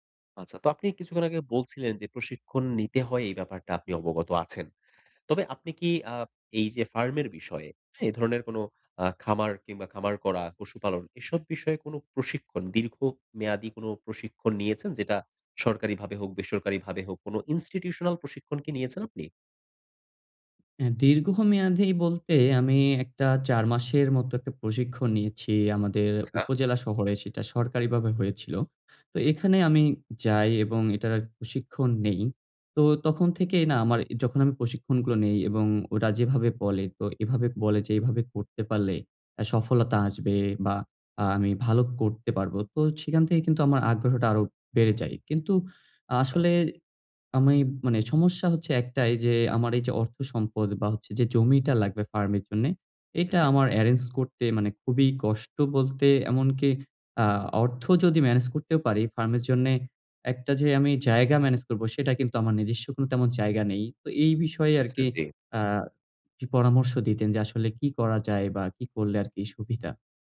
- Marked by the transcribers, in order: in English: "Institutional"
- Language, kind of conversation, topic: Bengali, advice, কাজের জন্য পর্যাপ্ত সম্পদ বা সহায়তা চাইবেন কীভাবে?